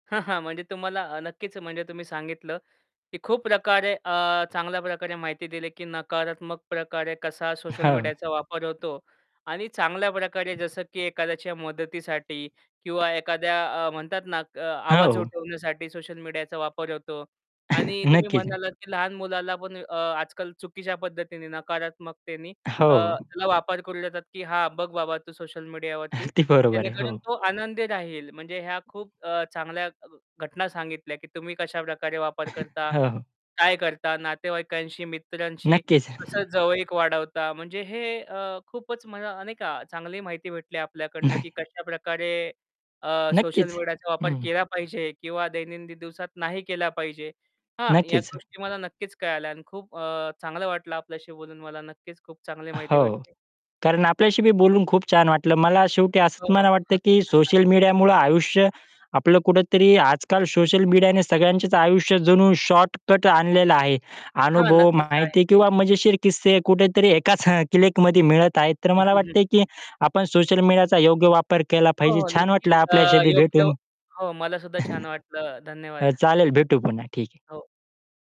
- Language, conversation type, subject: Marathi, podcast, सोशल मीडियामुळे तुमच्या दैनंदिन आयुष्यात कोणते बदल झाले आहेत?
- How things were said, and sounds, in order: tapping; laughing while speaking: "हां"; other background noise; distorted speech; chuckle; laughing while speaking: "अगदी"; chuckle; unintelligible speech; chuckle; other noise